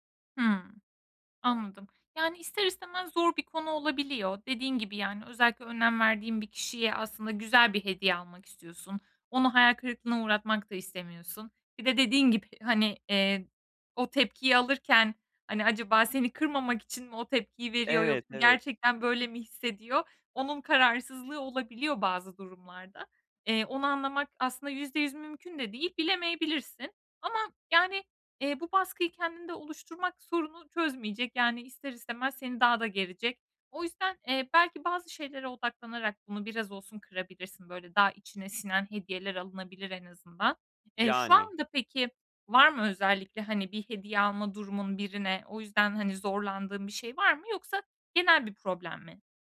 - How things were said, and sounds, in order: none
- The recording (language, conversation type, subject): Turkish, advice, Hediye için iyi ve anlamlı fikirler bulmakta zorlanıyorsam ne yapmalıyım?